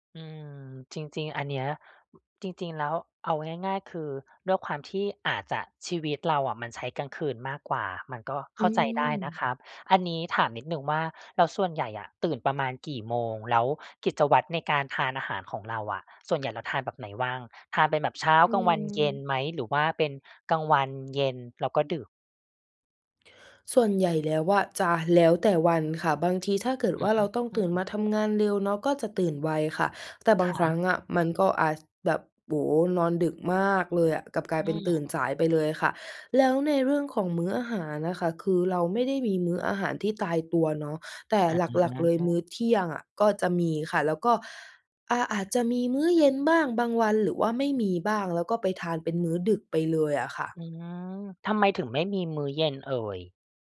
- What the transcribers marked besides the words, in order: none
- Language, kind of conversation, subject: Thai, advice, พยายามกินอาหารเพื่อสุขภาพแต่หิวตอนกลางคืนและมักหยิบของกินง่าย ๆ ควรทำอย่างไร